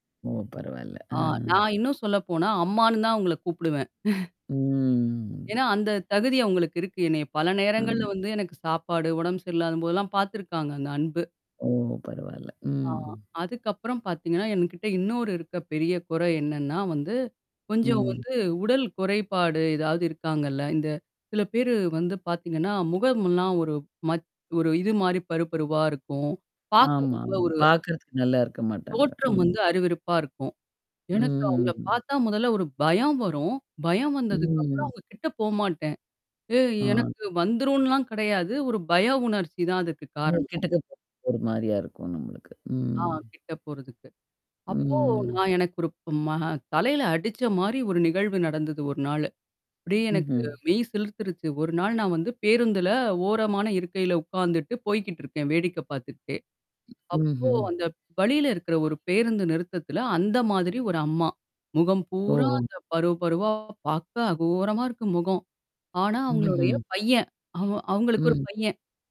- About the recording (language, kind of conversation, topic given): Tamil, podcast, உங்களுக்கு மிக முக்கியமாகத் தோன்றும் அந்த ஒரு சொல் எது, அதற்கு ஏன் மதிப்பு அளிக்கிறீர்கள்?
- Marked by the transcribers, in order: distorted speech; chuckle; drawn out: "ம்"; other noise; tapping; drawn out: "ம்"; drawn out: "ம்"; drawn out: "ம்"; other background noise